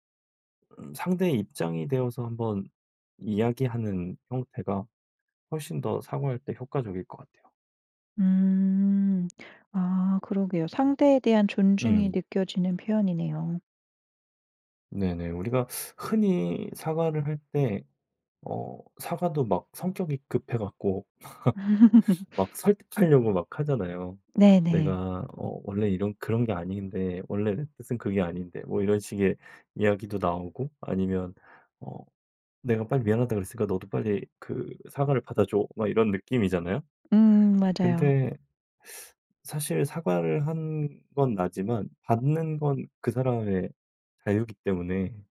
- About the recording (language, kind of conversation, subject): Korean, podcast, 사과할 때 어떤 말이 가장 효과적일까요?
- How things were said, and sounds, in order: other background noise; laugh